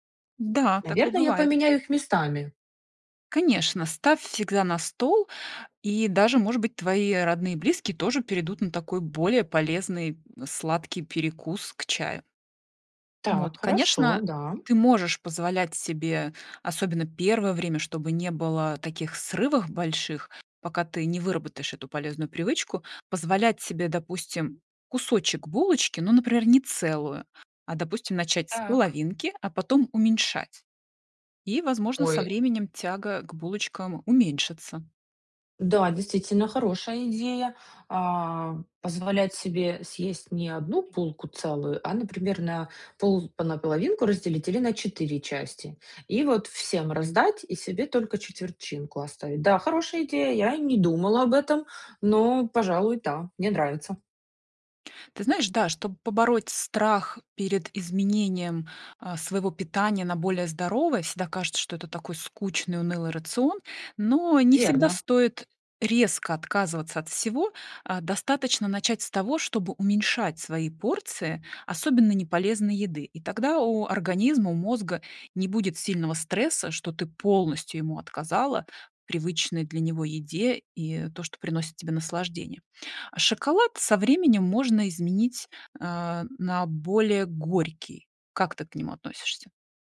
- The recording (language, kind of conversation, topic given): Russian, advice, Как вы переживаете из-за своего веса и чего именно боитесь при мысли об изменениях в рационе?
- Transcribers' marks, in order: other background noise; "четвертинку" said as "четверчинку"